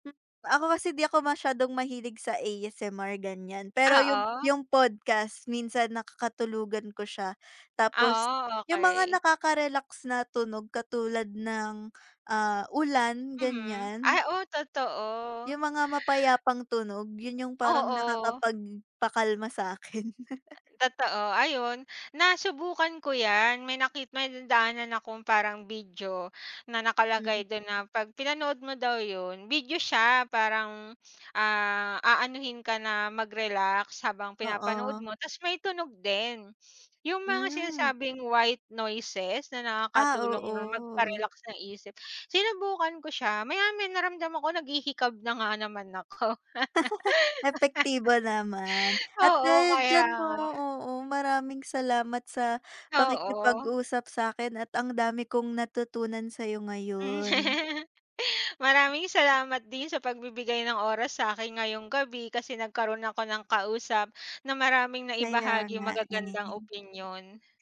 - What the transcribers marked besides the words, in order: laugh; in English: "white noises"; laugh; laugh; laugh
- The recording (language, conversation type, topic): Filipino, unstructured, Paano mo ipapaliwanag ang kahalagahan ng pagtulog para sa ating kalusugan?